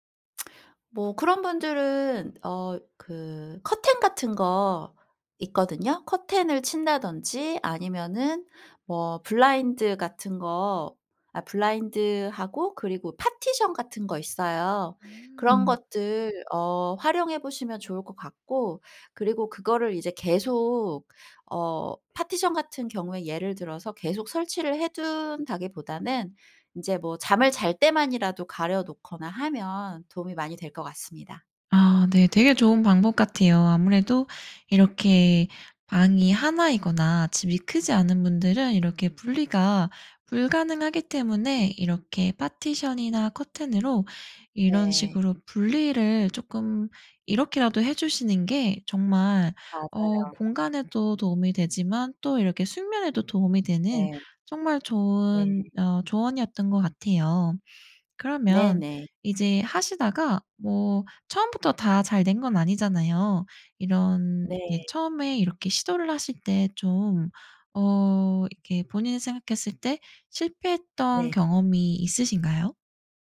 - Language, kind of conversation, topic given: Korean, podcast, 숙면을 돕는 침실 환경의 핵심은 무엇인가요?
- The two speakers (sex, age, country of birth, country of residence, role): female, 30-34, South Korea, United States, host; female, 40-44, South Korea, South Korea, guest
- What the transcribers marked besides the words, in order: tsk; other background noise